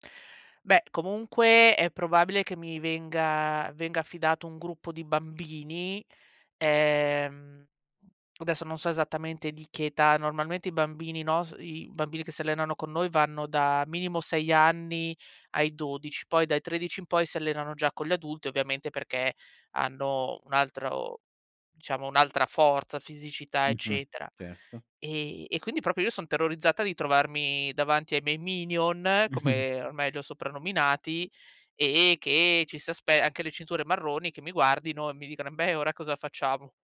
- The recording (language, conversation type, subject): Italian, advice, Come posso chiarire le responsabilità poco definite del mio nuovo ruolo o della mia promozione?
- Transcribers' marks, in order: chuckle